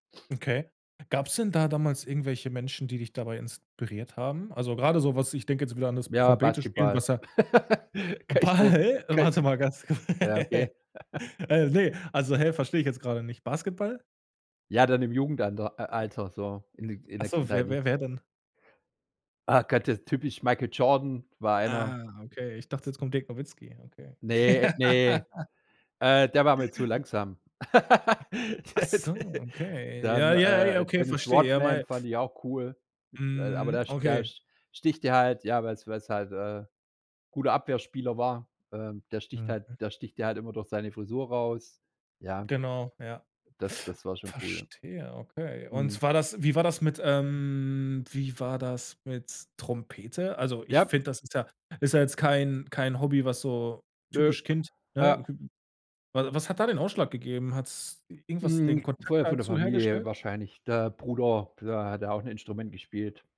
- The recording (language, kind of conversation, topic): German, podcast, Welche Erlebnisse aus der Kindheit prägen deine Kreativität?
- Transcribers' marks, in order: giggle; laughing while speaking: "Kann ich so"; laughing while speaking: "Ball? Warte mal ganz ku äh, ne"; surprised: "Ball?"; laugh; giggle; other background noise; laugh; laughing while speaking: "Der de"; surprised: "Ach so"